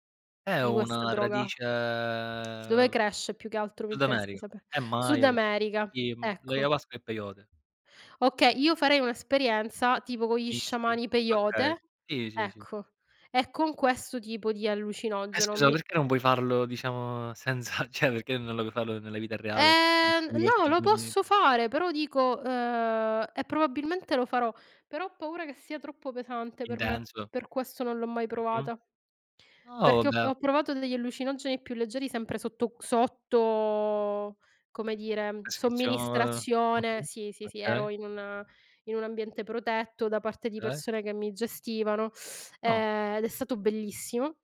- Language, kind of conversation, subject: Italian, unstructured, Se potessi avere un giorno di libertà totale, quali esperienze cercheresti?
- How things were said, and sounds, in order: drawn out: "radice"; laughing while speaking: "senza ceh"; "cioè" said as "ceh"; unintelligible speech; tapping; drawn out: "sotto"; "Okay" said as "kay"